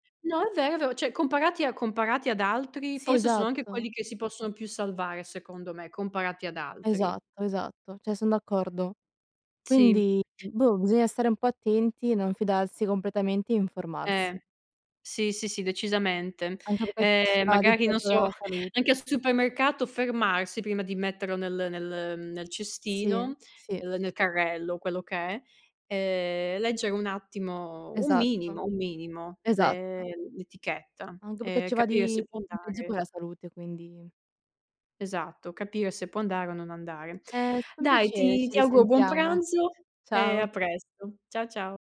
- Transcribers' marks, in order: other background noise; "cioè" said as "ceh"; drawn out: "ehm"; drawn out: "l'e"; "perché" said as "pechè"
- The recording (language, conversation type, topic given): Italian, unstructured, Pensi che la pubblicità inganni sul valore reale del cibo?